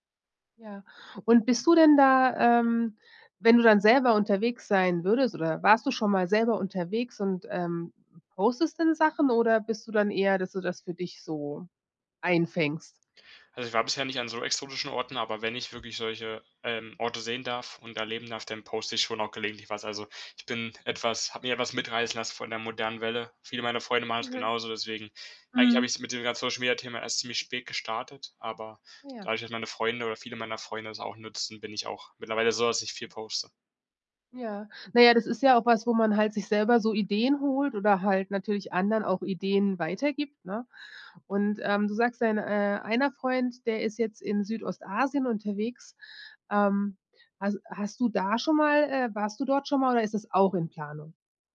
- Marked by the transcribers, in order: none
- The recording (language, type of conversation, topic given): German, podcast, Wer hat dir einen Ort gezeigt, den sonst niemand kennt?